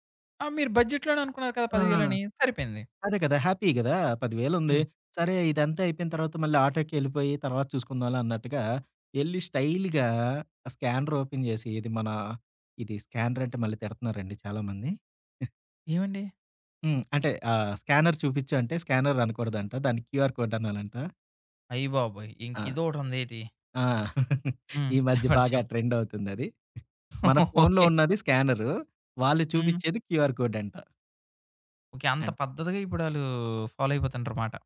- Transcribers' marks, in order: in English: "హ్యాపీ"; in English: "స్టైల్‌గా. స్కానర్ ఓపెన్"; in English: "స్కానర్"; in English: "స్కానర్"; in English: "స్కానర్"; in English: "క్యూఆర్ కోడ్"; giggle; in English: "ట్రెండ్"; laughing while speaking: "చెప్పండీ చెప్ప"; in English: "స్కానర్"; laughing while speaking: "ఓకే"; in English: "క్యూఆర్ కోడ్"; in English: "ఫాలో"
- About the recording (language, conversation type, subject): Telugu, podcast, పేపర్లు, బిల్లులు, రశీదులను మీరు ఎలా క్రమబద్ధం చేస్తారు?